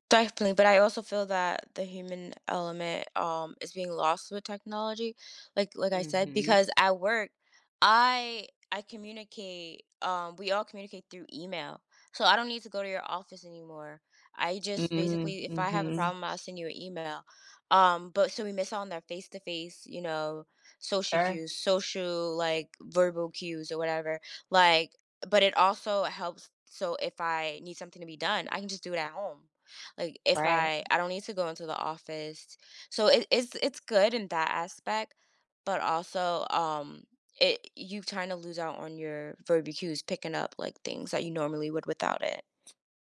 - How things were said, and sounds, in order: other background noise; "aspect" said as "aspec"; "verbal" said as "verba"
- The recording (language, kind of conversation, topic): English, unstructured, How has technology changed the way you work?
- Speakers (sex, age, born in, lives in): female, 30-34, United States, United States; female, 45-49, United States, United States